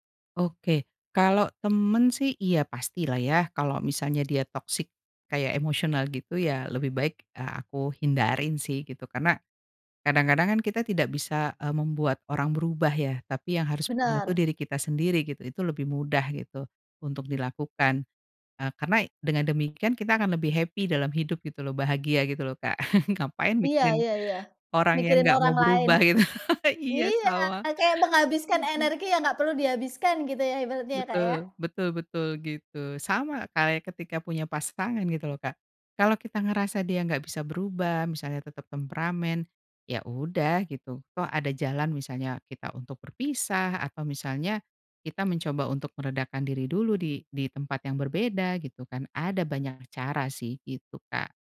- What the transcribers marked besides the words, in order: in English: "happy"; chuckle; chuckle
- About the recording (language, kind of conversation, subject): Indonesian, podcast, Bagaimana cara mendengarkan orang yang sedang sangat emosional?